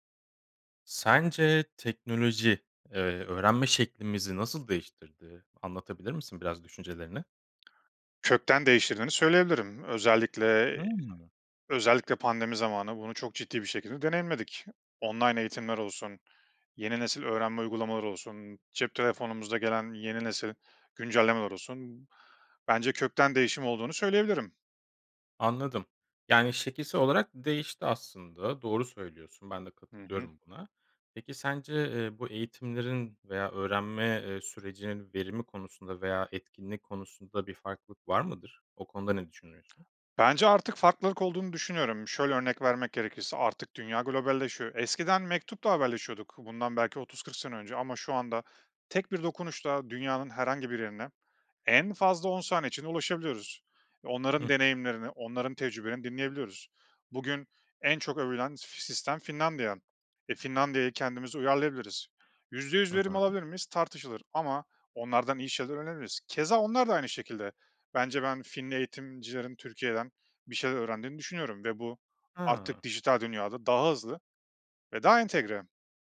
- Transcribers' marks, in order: tapping; other background noise
- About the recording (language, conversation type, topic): Turkish, podcast, Teknoloji öğrenme biçimimizi nasıl değiştirdi?